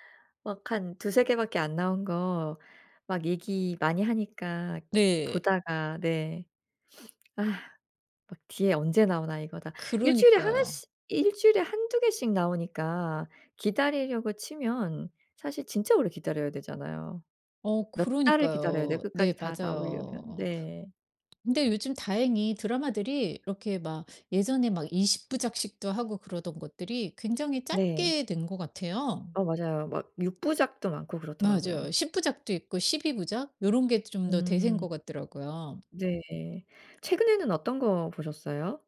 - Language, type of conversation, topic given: Korean, podcast, 넷플릭스 같은 스트리밍 서비스가 TV 시청 방식을 어떻게 바꿨다고 생각하시나요?
- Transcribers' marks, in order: sniff; sigh; tapping